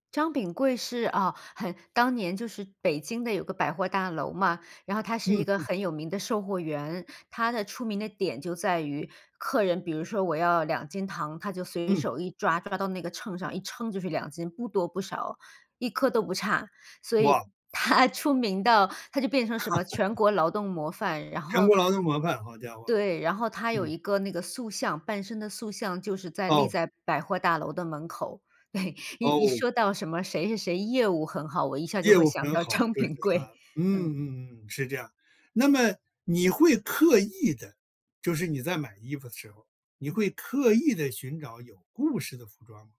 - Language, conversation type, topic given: Chinese, podcast, 你有哪件衣服背后有故事吗？
- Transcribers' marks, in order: laughing while speaking: "他"; laugh; chuckle; laughing while speaking: "张秉贵"; other background noise